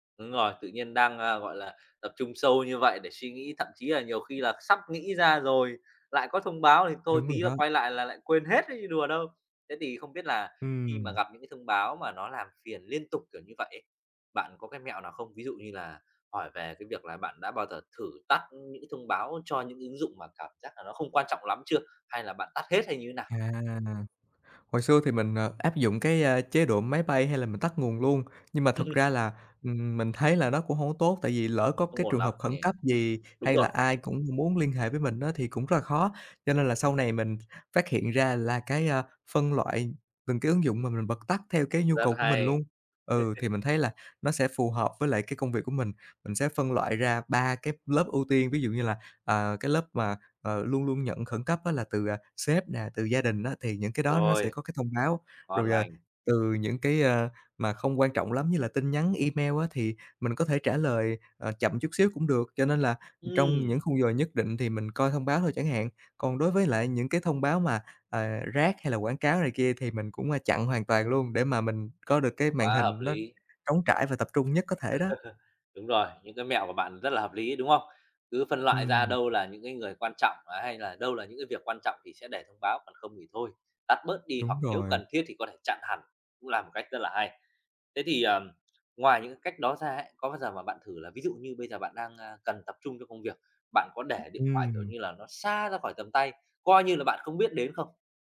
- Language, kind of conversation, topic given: Vietnamese, podcast, Bạn có mẹo nào để giữ tập trung khi liên tục nhận thông báo không?
- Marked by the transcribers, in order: tapping; other background noise; laugh; laugh; laugh